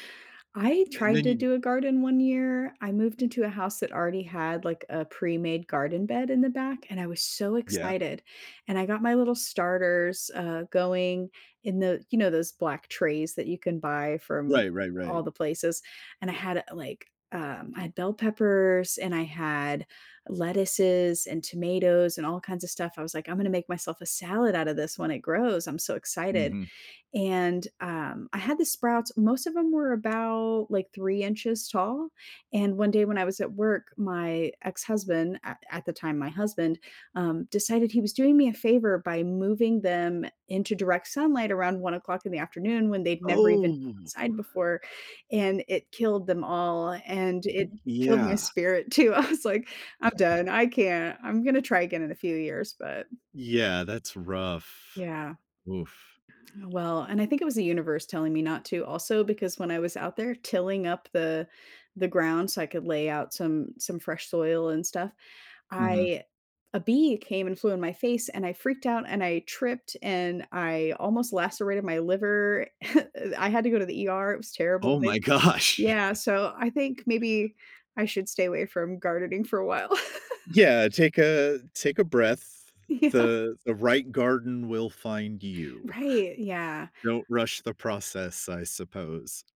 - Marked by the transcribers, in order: tapping; laughing while speaking: "too. I was"; chuckle; chuckle; laughing while speaking: "gosh"; laugh; laughing while speaking: "Yeah"; chuckle
- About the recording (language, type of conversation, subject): English, unstructured, How can I make a meal feel more comforting?